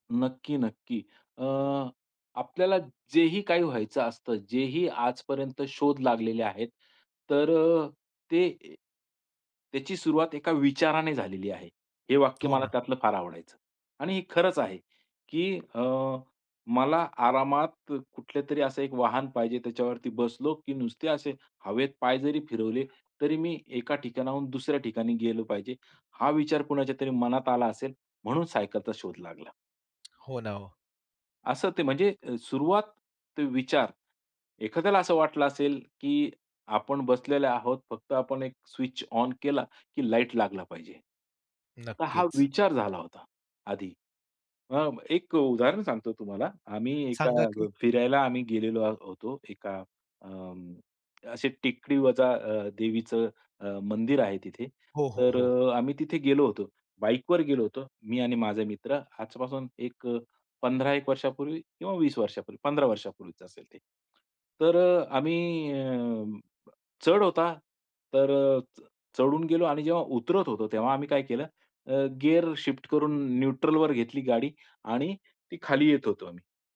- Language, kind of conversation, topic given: Marathi, podcast, कोणती पुस्तकं किंवा गाणी आयुष्यभर आठवतात?
- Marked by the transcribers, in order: tapping; in English: "न्यूट्रलवर"